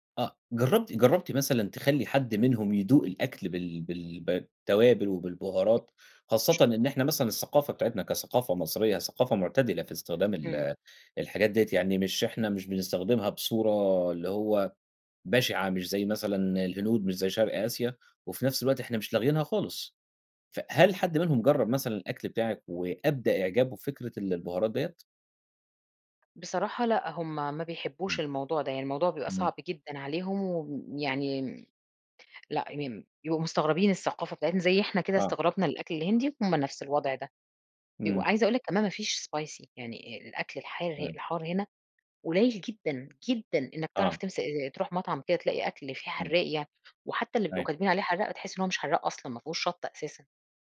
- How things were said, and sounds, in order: unintelligible speech; tapping; in English: "spicy"
- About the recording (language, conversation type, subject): Arabic, podcast, إيه أكتر توابل بتغيّر طعم أي أكلة وبتخلّيها أحلى؟